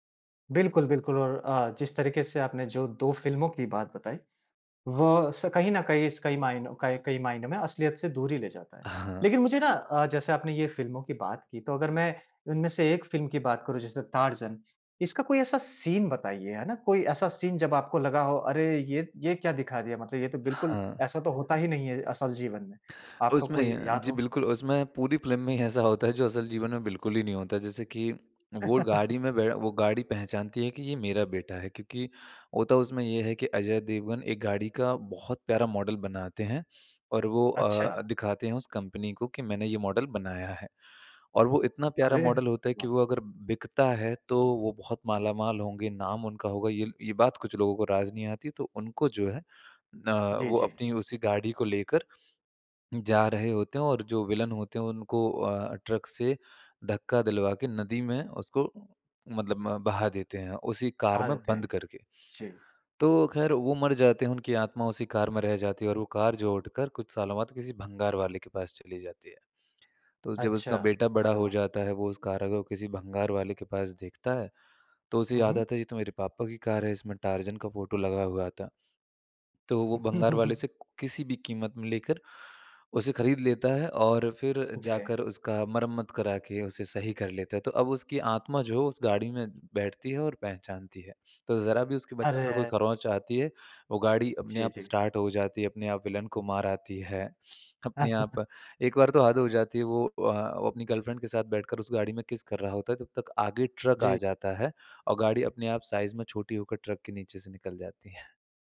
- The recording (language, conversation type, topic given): Hindi, podcast, किस फिल्म ने आपको असल ज़िंदगी से कुछ देर के लिए भूलाकर अपनी दुनिया में खो जाने पर मजबूर किया?
- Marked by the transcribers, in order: laughing while speaking: "ऐसा होता है जो"; laugh; in English: "मॉडल"; in English: "मॉडल"; chuckle; in English: "स्टार्ट"; unintelligible speech; in English: "गर्लफ्रेंड"; in English: "साइज़"; chuckle